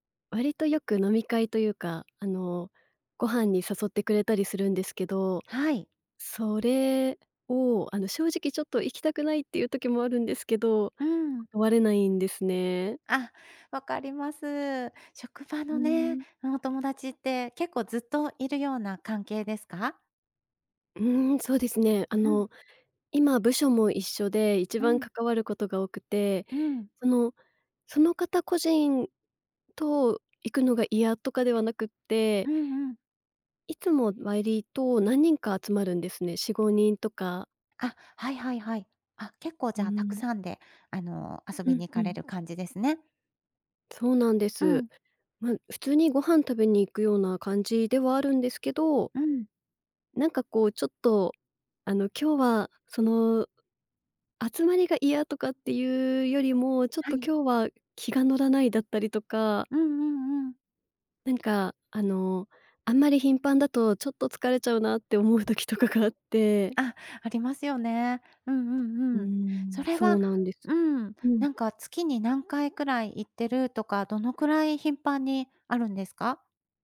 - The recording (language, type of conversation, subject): Japanese, advice, 友人の付き合いで断れない飲み会の誘いを上手に断るにはどうすればよいですか？
- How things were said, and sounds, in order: tapping; laughing while speaking: "思う時とかが"